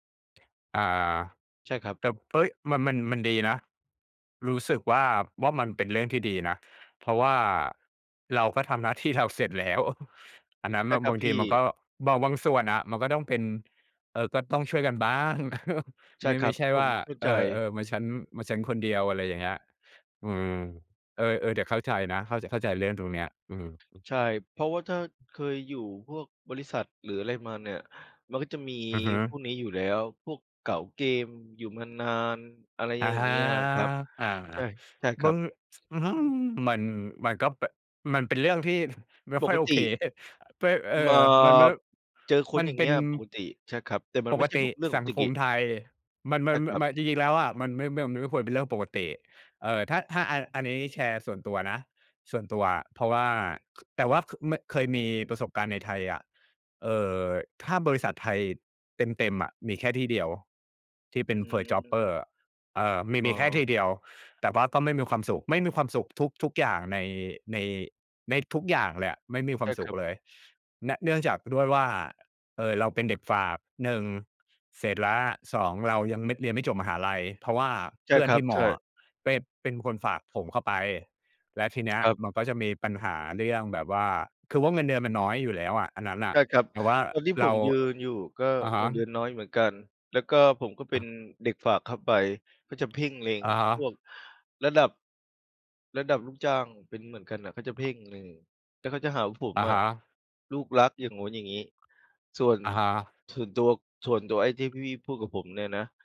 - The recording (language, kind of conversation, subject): Thai, unstructured, เวลาเหนื่อยใจ คุณชอบทำอะไรเพื่อผ่อนคลาย?
- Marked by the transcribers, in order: other background noise; chuckle; tapping; chuckle; surprised: "อือฮึ"; chuckle; "ปกติ" said as "ปกติกิ"; in English: "First Jobber"